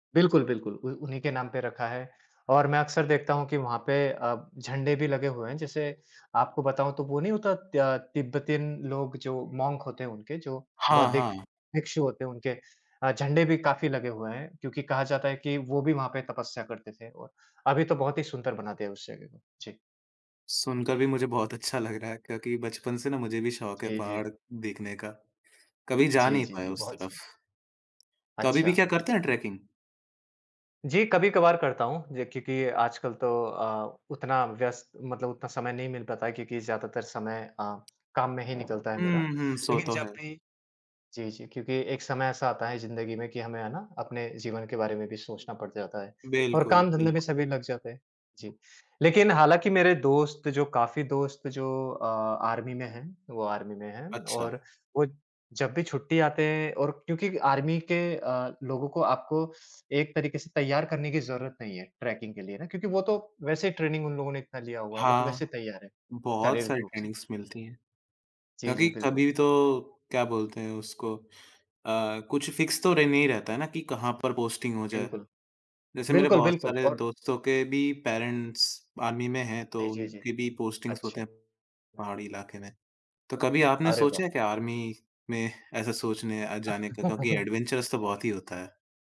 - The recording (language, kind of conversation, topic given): Hindi, podcast, आपका पसंदीदा शौक कौन-सा है, और आपने इसे कैसे शुरू किया?
- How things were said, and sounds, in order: in English: "मोंक"; tapping; in English: "ट्रैकिंग?"; other background noise; in English: "आर्मी"; in English: "आर्मी"; in English: "आर्मी"; in English: "ट्रैकिंग"; in English: "ट्रेनिंग"; in English: "ट्रेनिंगस"; in English: "पोस्टिंग"; in English: "पेरेंट्स आर्मी"; in English: "पोस्टिंग्स"; in English: "आर्मी"; chuckle; in English: "एडवेंचरस"